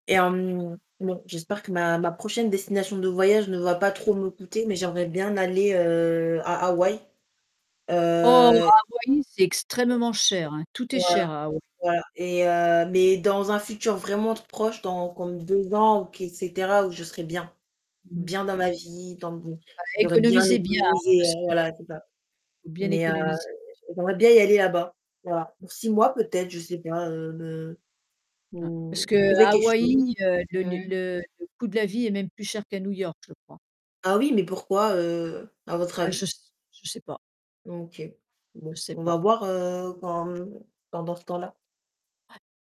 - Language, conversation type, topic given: French, unstructured, Comment choisis-tu ta prochaine destination de vacances ?
- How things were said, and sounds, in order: distorted speech; drawn out: "Heu"; other background noise; static; stressed: "bien"; unintelligible speech; mechanical hum